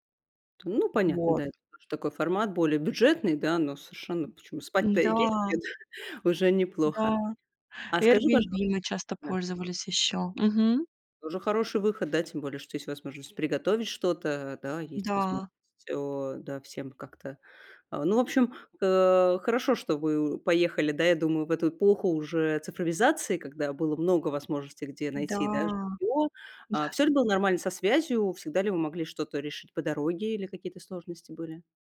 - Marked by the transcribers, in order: other background noise; tapping
- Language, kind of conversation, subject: Russian, podcast, Какое путешествие запомнилось тебе больше всего?